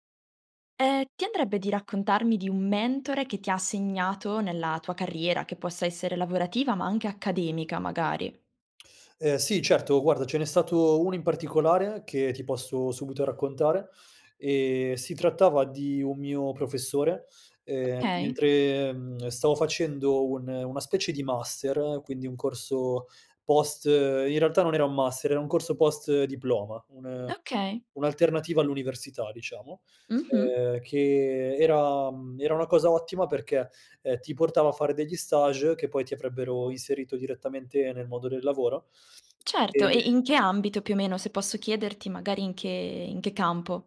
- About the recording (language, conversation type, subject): Italian, podcast, Quale mentore ha avuto il maggiore impatto sulla tua carriera?
- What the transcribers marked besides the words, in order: in French: "stages"; tapping